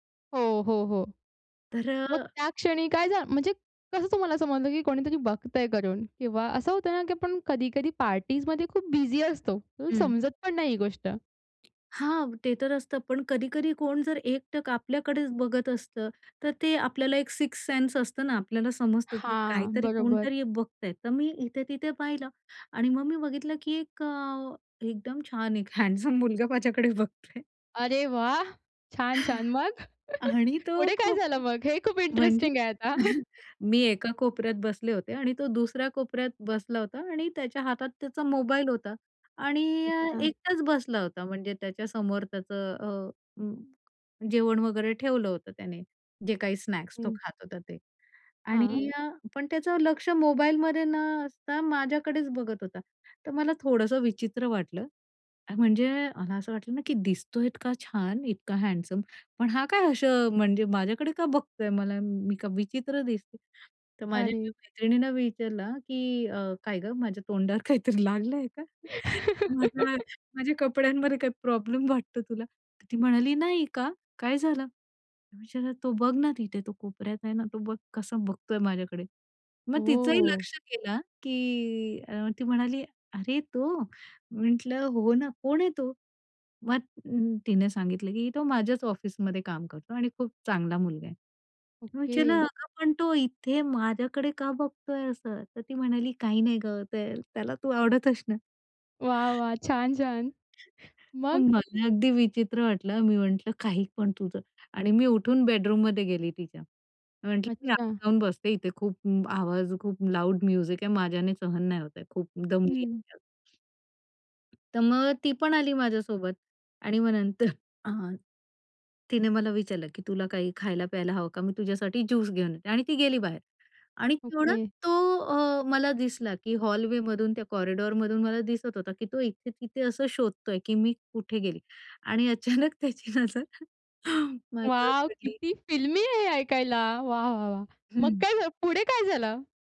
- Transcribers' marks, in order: in English: "बिझी"; tapping; in English: "सिक्सथ सेन्स"; laughing while speaking: "हँडसम मुलगा माझ्याकडे बघतोय"; joyful: "हँडसम मुलगा माझ्याकडे बघतोय"; anticipating: "अरे वाह! छान छान मग? … इंटरेस्टिंग आहे आता"; chuckle; chuckle; in English: "स्नॅक्स"; laughing while speaking: "काहीतरी लागलं आहे का? माझा माझ्या कपड्यांमध्ये काही प्रॉब्लेम वाटतो तुला?"; laugh; joyful: "वाह! वाह! छान, छान. मग?"; other noise; other background noise; in English: "बेडरूममध्ये"; in English: "लाउड म्युझिक"; in English: "हॉलवेमधून"; laughing while speaking: "माझ्यावर पडली"; joyful: "वॉव! किती फिल्मी आहे हे … पुढे काय झालं?"
- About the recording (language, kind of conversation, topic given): Marathi, podcast, एखाद्या छोट्या संयोगामुळे प्रेम किंवा नातं सुरू झालं का?